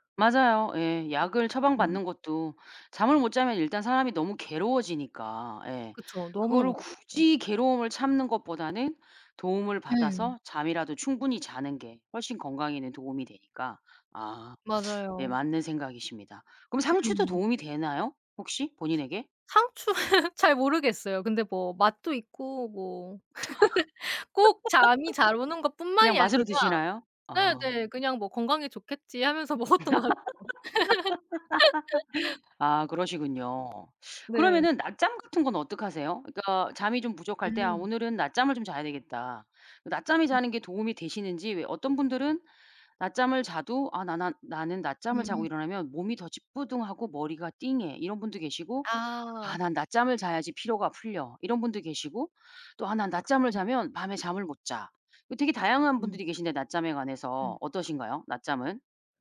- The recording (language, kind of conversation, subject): Korean, podcast, 잠을 잘 자려면 평소에 어떤 습관을 지키시나요?
- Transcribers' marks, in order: tapping; other background noise; laughing while speaking: "상추"; laugh; laugh; laugh; laughing while speaking: "먹었던 것 같아요"; teeth sucking; laugh; other noise